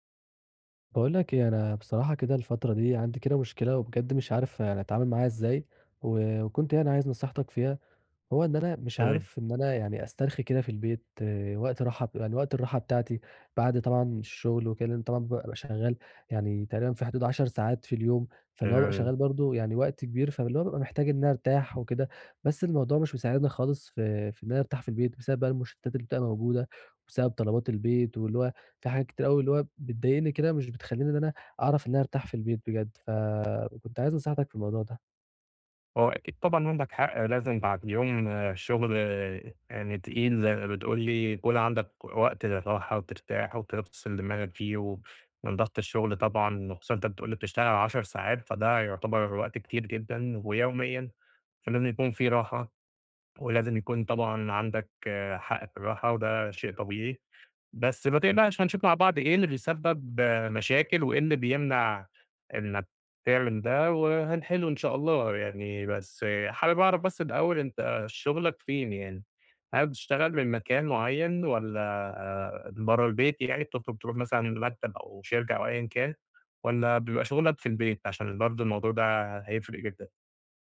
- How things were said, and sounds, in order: unintelligible speech; unintelligible speech; tapping; other background noise
- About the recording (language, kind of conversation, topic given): Arabic, advice, ازاي أقدر أسترخى في البيت بعد يوم شغل طويل؟